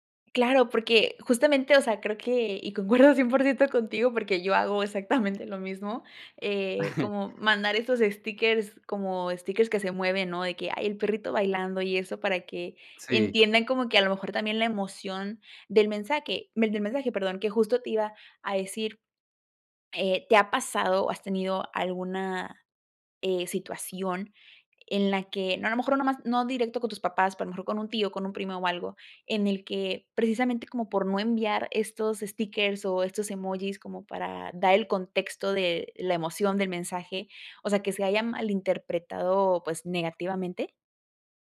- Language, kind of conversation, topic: Spanish, podcast, ¿Qué impacto tienen las redes sociales en las relaciones familiares?
- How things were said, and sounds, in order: laughing while speaking: "concuerdo cien por ciento contigo"; chuckle; in English: "stickers"; in English: "stickers"; "mensaje" said as "mensaque"; in English: "stickers"